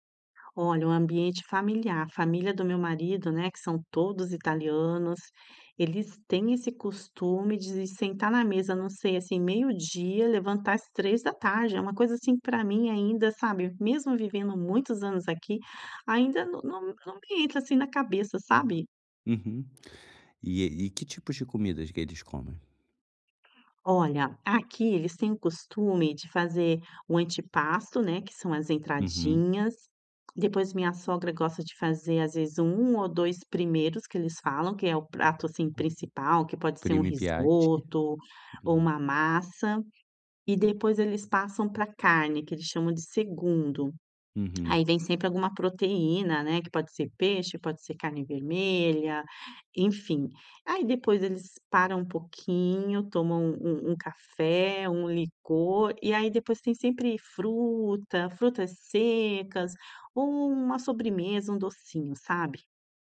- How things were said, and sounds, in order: in Italian: "Primi piatti"
- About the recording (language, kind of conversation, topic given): Portuguese, advice, Como posso lidar com a pressão social para comer mais durante refeições em grupo?